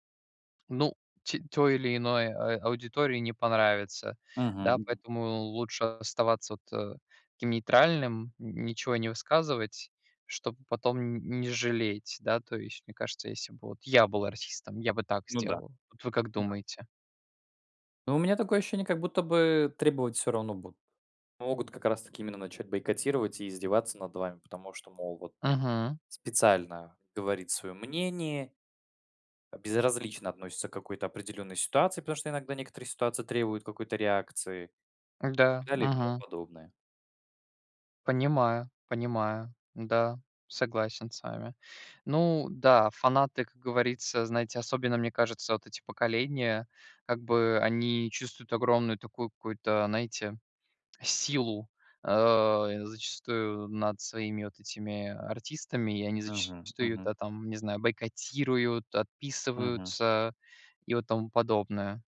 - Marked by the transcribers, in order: none
- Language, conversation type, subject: Russian, unstructured, Стоит ли бойкотировать артиста из-за его личных убеждений?
- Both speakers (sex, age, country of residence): male, 20-24, Germany; male, 25-29, Poland